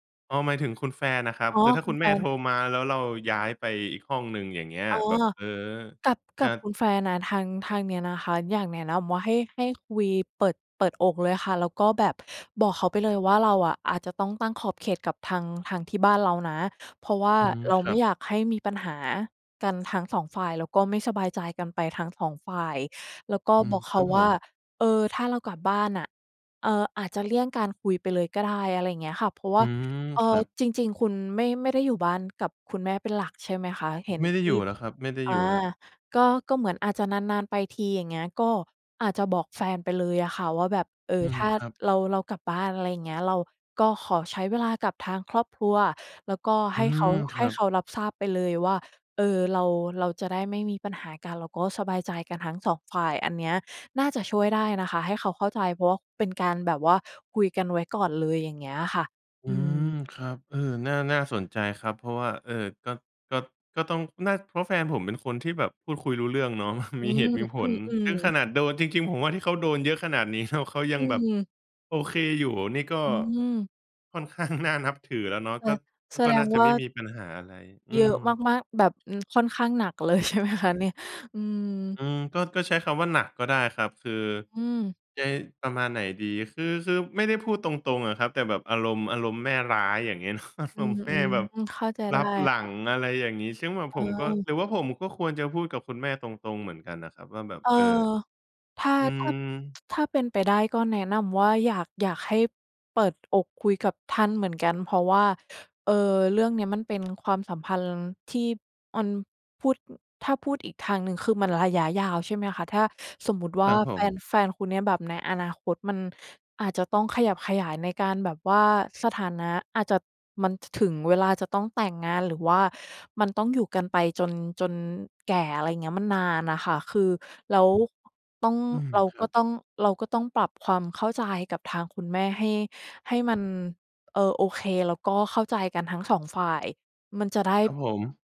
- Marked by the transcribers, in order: laughing while speaking: "ข้าง"; laughing while speaking: "เลย"; other background noise; tapping; laughing while speaking: "เนาะ อารมณ์"; tsk
- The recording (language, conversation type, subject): Thai, advice, คุณรับมืออย่างไรเมื่อถูกครอบครัวของแฟนกดดันเรื่องความสัมพันธ์?